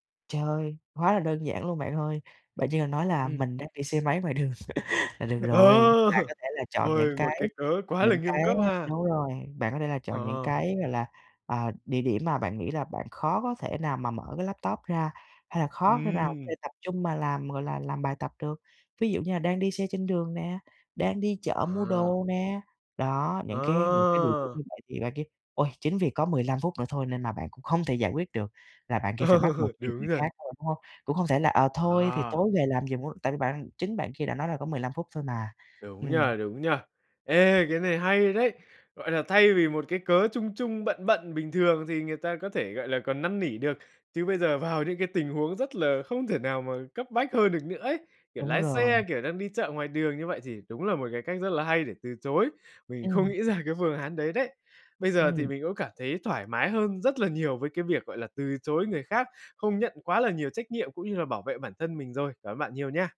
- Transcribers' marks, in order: tapping; laugh; laughing while speaking: "Ờ"; unintelligible speech
- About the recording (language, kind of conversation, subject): Vietnamese, advice, Làm sao để từ chối khéo khi người khác giao thêm việc để tránh ôm đồm quá nhiều trách nhiệm?